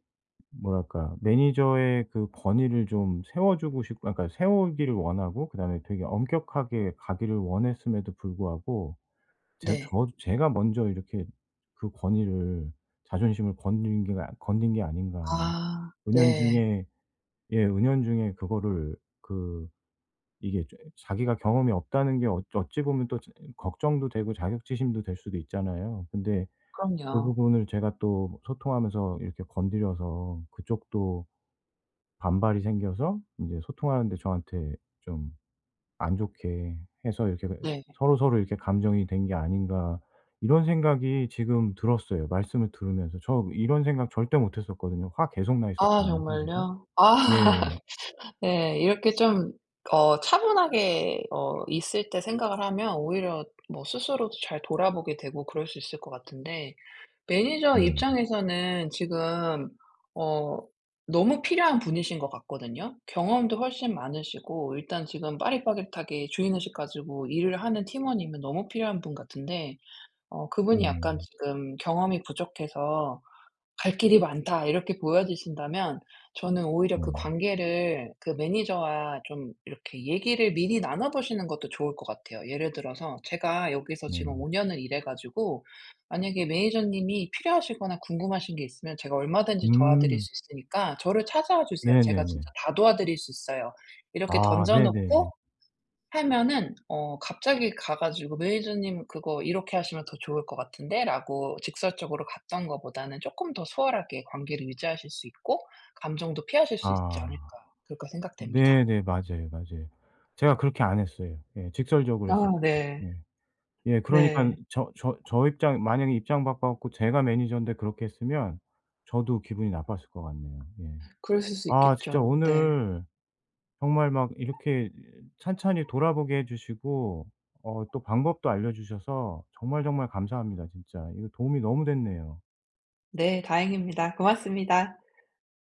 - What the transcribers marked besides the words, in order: other background noise; laughing while speaking: "아"; laugh
- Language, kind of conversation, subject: Korean, advice, 왜 저는 작은 일에도 감정적으로 크게 반응하는 걸까요?